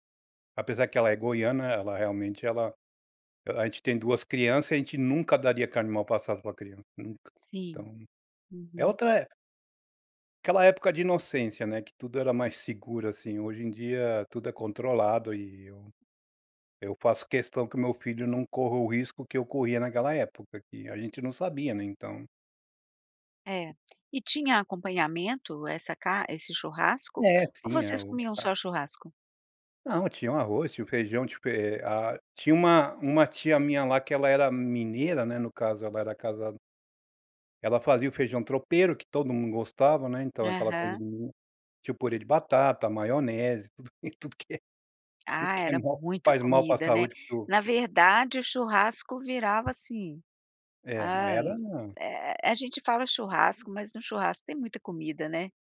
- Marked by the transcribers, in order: tapping
- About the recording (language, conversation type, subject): Portuguese, podcast, Qual era um ritual à mesa na sua infância?